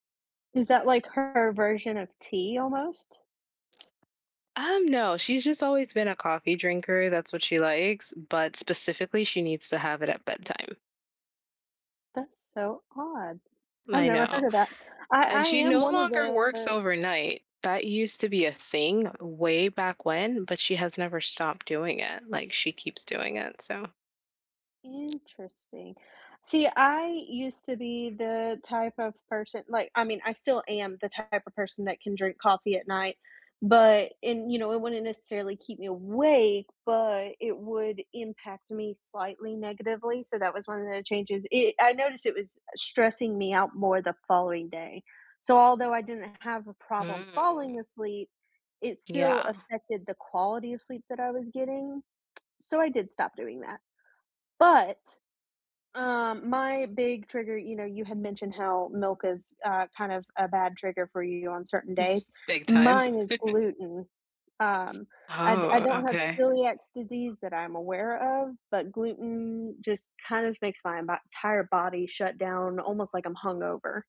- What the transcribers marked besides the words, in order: tapping; other background noise; chuckle
- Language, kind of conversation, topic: English, unstructured, What everyday routines genuinely make life easier and help you feel more connected to others?
- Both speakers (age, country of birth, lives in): 20-24, United States, United States; 35-39, United States, United States